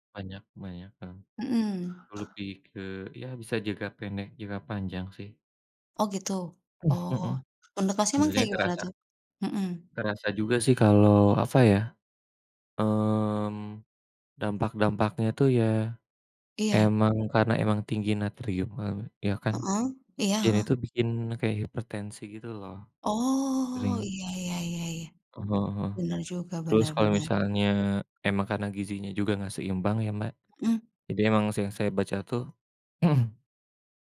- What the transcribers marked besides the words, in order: other background noise; drawn out: "mmm"; tapping; throat clearing
- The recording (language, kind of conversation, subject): Indonesian, unstructured, Apakah generasi muda terlalu sering mengonsumsi makanan instan?